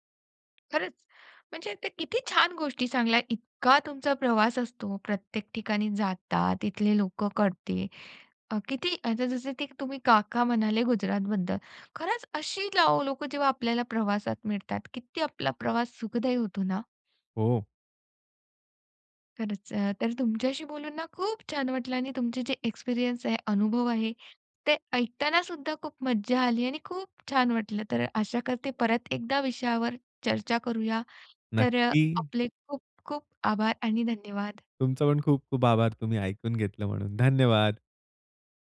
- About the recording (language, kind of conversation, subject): Marathi, podcast, तुझ्या प्रदेशातील लोकांशी संवाद साधताना तुला कोणी काय शिकवलं?
- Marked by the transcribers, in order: other background noise